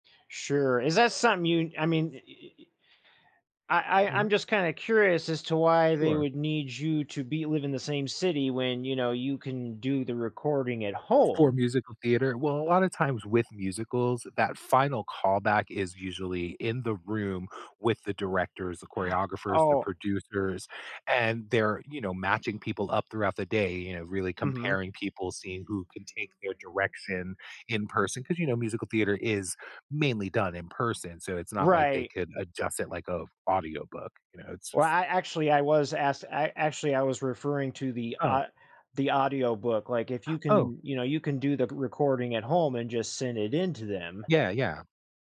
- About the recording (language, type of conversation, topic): English, advice, How can I make a great first impression and fit in during my first weeks at a new job?
- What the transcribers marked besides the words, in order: gasp